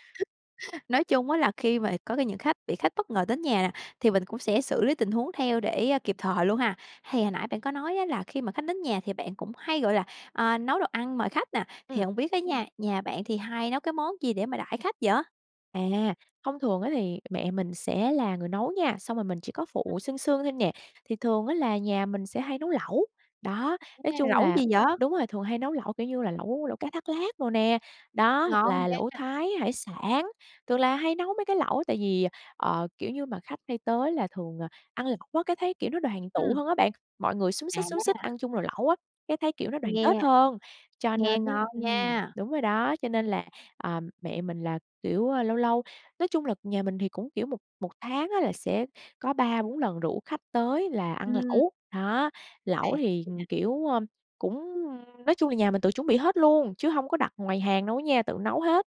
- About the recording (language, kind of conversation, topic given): Vietnamese, podcast, Khi có khách đến nhà, gia đình bạn thường tiếp đãi theo cách đặc trưng như thế nào?
- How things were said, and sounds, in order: chuckle; tapping; other background noise